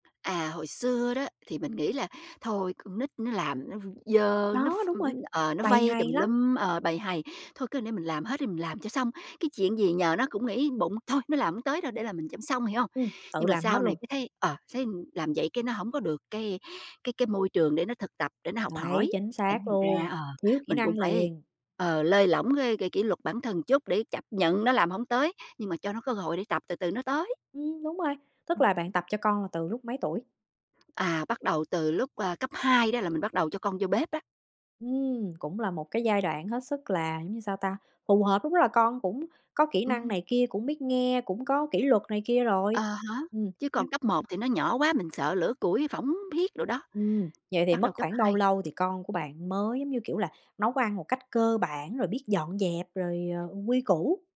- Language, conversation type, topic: Vietnamese, podcast, Bạn có những mẹo nào để giữ bếp luôn sạch sẽ mỗi ngày?
- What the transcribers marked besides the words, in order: tapping